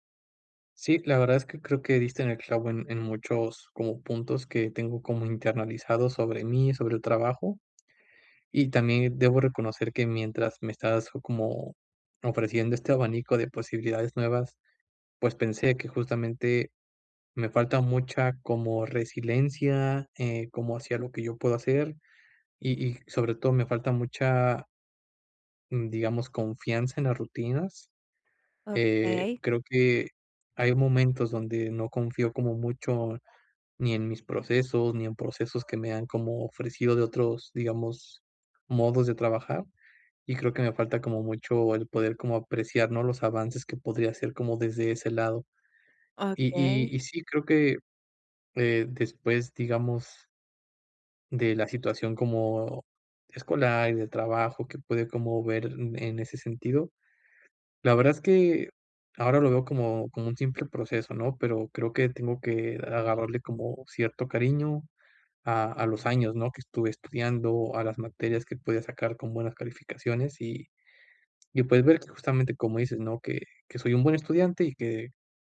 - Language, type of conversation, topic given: Spanish, advice, ¿Cómo puedo dejar de castigarme tanto por mis errores y evitar que la autocrítica frene mi progreso?
- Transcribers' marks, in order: dog barking